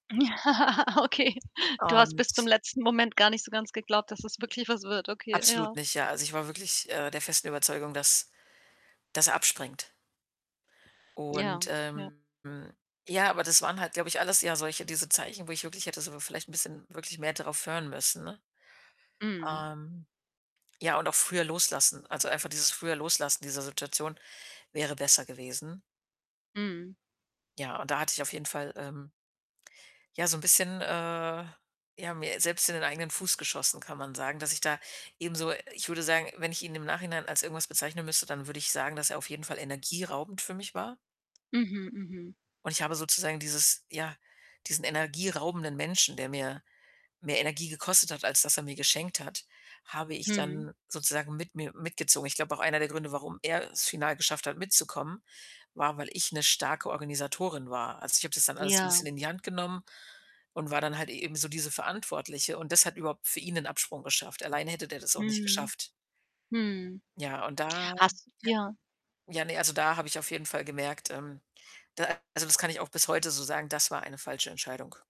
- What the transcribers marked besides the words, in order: laugh; laughing while speaking: "wirklich"; other background noise; distorted speech; static
- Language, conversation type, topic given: German, podcast, Wie gehst du mit dem Gefühl um, falsch gewählt zu haben?